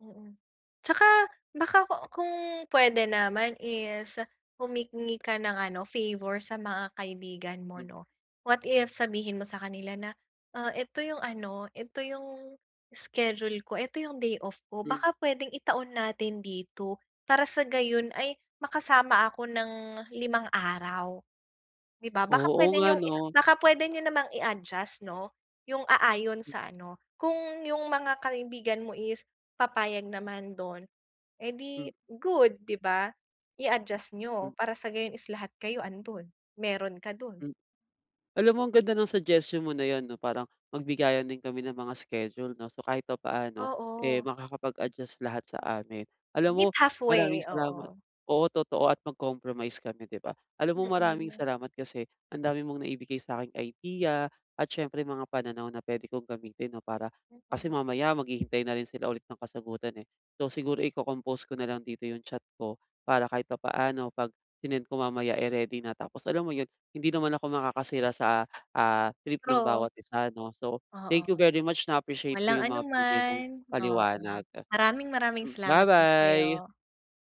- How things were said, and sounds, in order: other background noise
- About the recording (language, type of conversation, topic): Filipino, advice, Paano ko dapat timbangin ang oras kumpara sa pera?